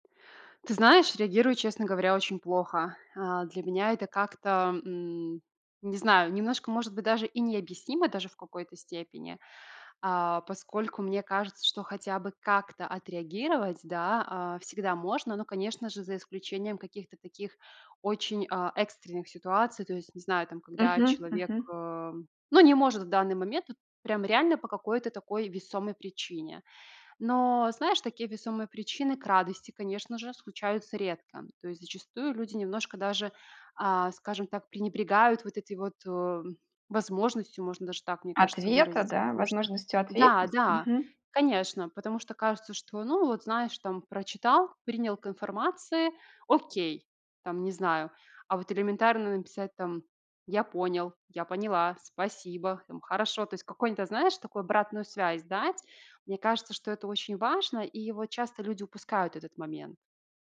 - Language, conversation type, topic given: Russian, podcast, Как ты реагируешь, когда видишь «прочитано», но ответа нет?
- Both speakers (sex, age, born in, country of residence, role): female, 30-34, Belarus, Italy, guest; female, 45-49, Russia, Mexico, host
- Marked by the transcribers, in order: none